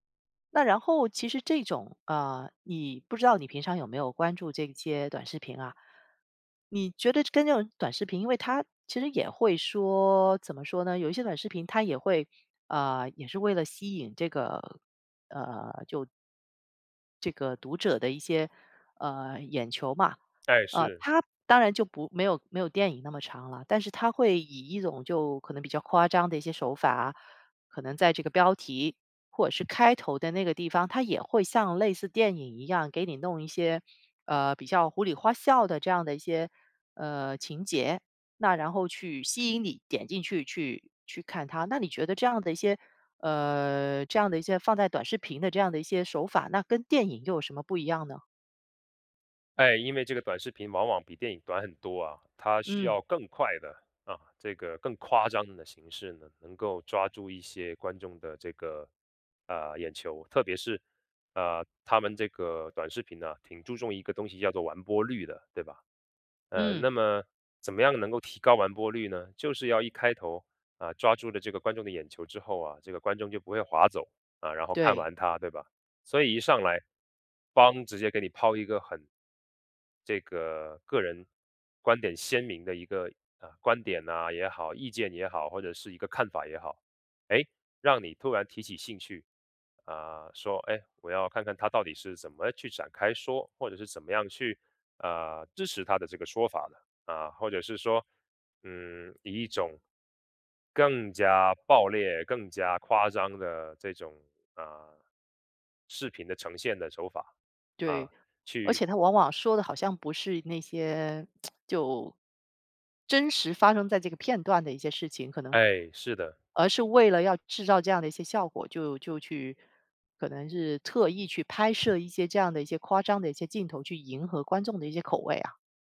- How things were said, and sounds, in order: other background noise; "胡里花哨" said as "胡里花笑"; lip smack
- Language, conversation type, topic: Chinese, podcast, 什么样的电影开头最能一下子吸引你？